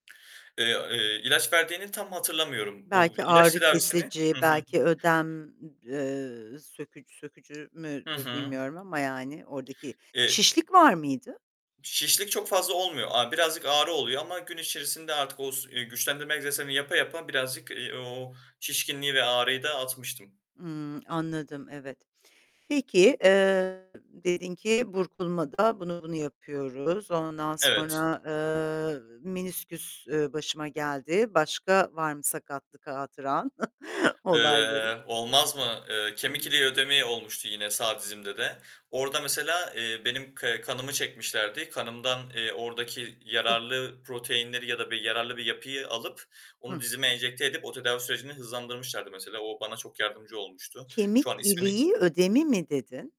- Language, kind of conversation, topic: Turkish, podcast, İyileşme sürecini hızlandırmak için hangi küçük alışkanlıkları önerirsin?
- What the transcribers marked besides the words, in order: other background noise; tapping; distorted speech; chuckle